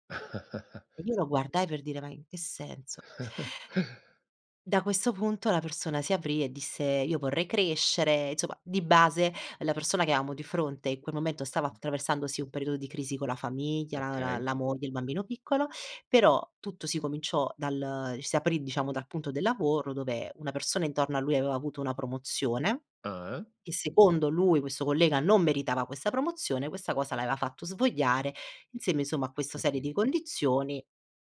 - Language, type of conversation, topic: Italian, podcast, Come fai a porre domande che aiutino gli altri ad aprirsi?
- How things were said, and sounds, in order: chuckle; chuckle; "insomma" said as "izoma"; "aveva" said as "avea"; "l'aveva" said as "avea"